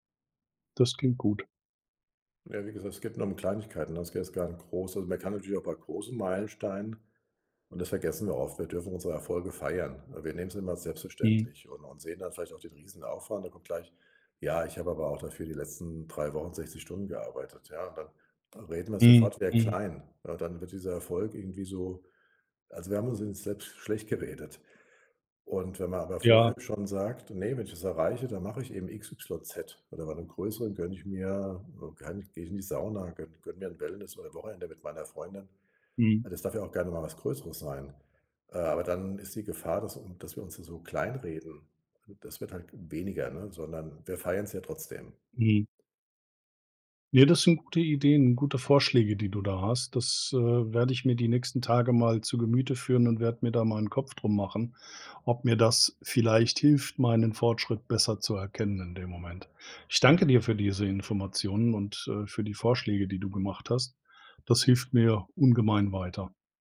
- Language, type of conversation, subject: German, advice, Wie kann ich Fortschritte bei gesunden Gewohnheiten besser erkennen?
- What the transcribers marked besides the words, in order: unintelligible speech